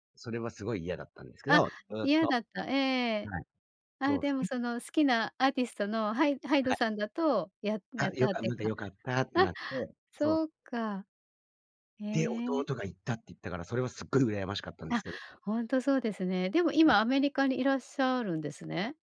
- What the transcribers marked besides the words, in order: none
- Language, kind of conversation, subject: Japanese, podcast, 初めてライブに行ったとき、どの曲を覚えていますか？